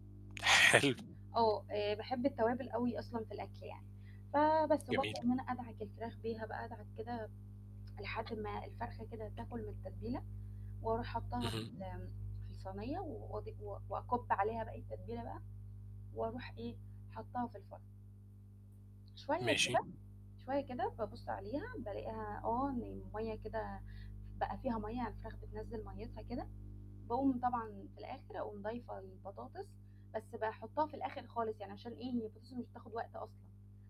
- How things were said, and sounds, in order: laughing while speaking: "حلو"; mechanical hum; tapping
- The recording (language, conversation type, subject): Arabic, podcast, احكيلي عن تجربة طبخ نجحت معاك؟